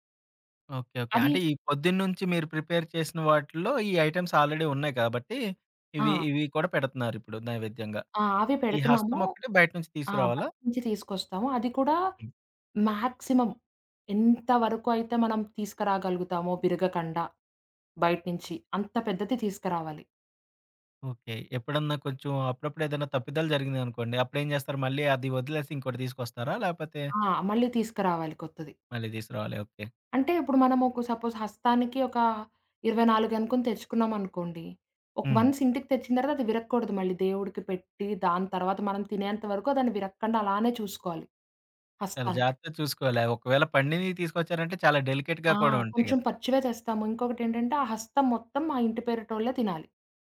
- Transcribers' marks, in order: in English: "ప్రిపేర్"; in English: "ఐటెమ్స్ ఆల్రేడీ"; in English: "మ్యాక్సిమం"; in English: "సపోజ్"; in English: "వన్స్"; in English: "డెలికేట్‌గా"
- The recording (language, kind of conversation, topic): Telugu, podcast, మీ కుటుంబ సంప్రదాయాల్లో మీకు అత్యంత ఇష్టమైన సంప్రదాయం ఏది?